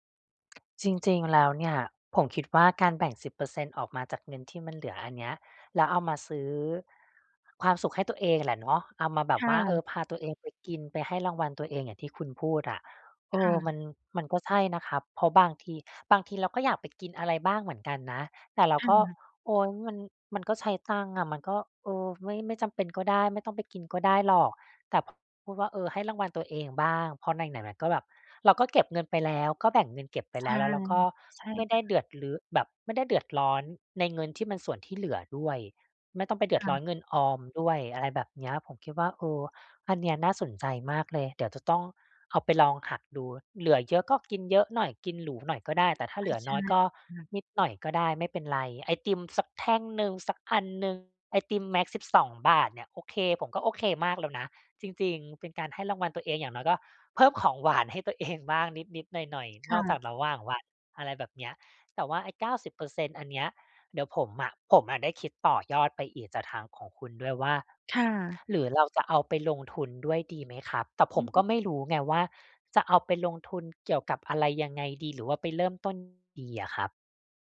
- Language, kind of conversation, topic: Thai, advice, จะทำอย่างไรให้สนุกกับวันนี้โดยไม่ละเลยการออมเงิน?
- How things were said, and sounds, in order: tapping; other background noise